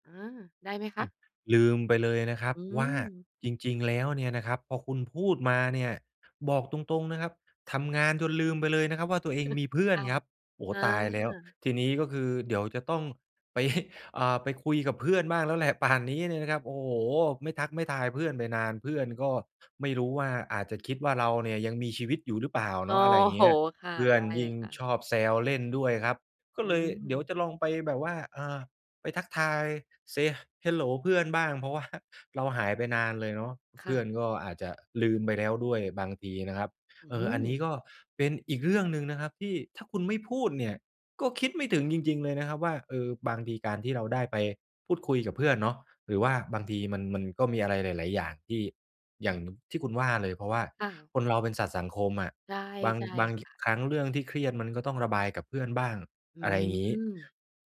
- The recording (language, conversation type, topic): Thai, advice, จะเริ่มจัดเวลาให้มีเวลาทำงานอดิเรกได้อย่างไร?
- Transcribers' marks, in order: chuckle